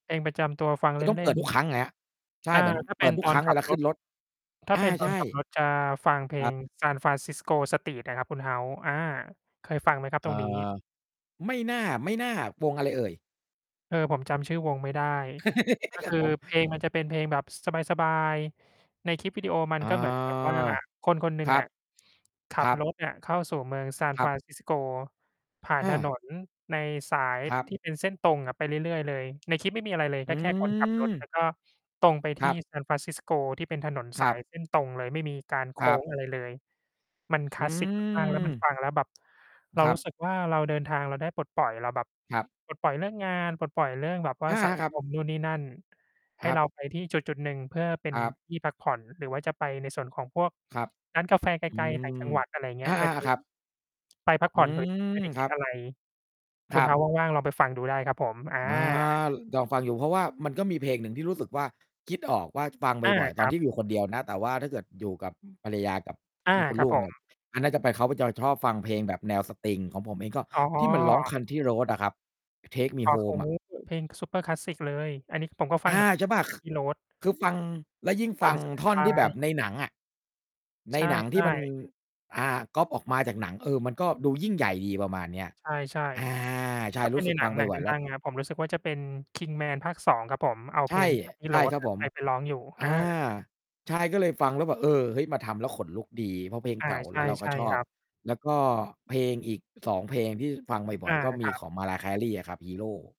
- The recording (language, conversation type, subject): Thai, unstructured, ในชีวิตของคุณเคยมีเพลงไหนที่รู้สึกว่าเป็นเพลงประจำตัวของคุณไหม?
- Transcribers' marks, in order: mechanical hum; laugh; distorted speech; drawn out: "อา"; drawn out: "อืม"; drawn out: "อืม"